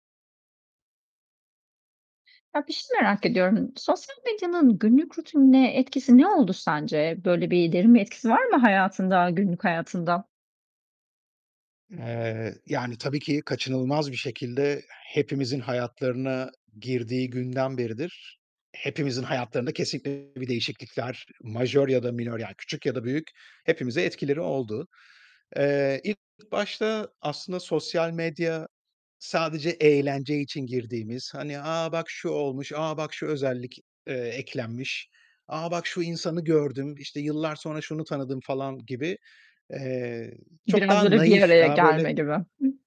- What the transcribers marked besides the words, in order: other background noise; distorted speech; tapping
- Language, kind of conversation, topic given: Turkish, podcast, Sosyal medya günlük rutininizi nasıl etkiledi?